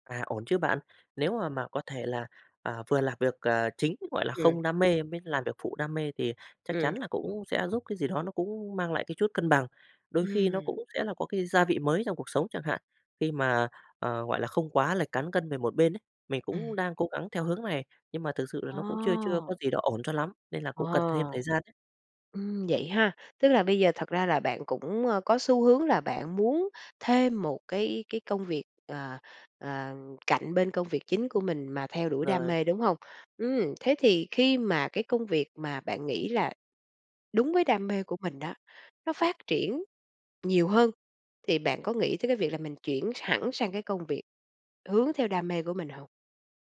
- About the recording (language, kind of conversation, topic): Vietnamese, podcast, Bạn cân bằng giữa đam mê và tiền bạc thế nào?
- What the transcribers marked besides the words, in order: tapping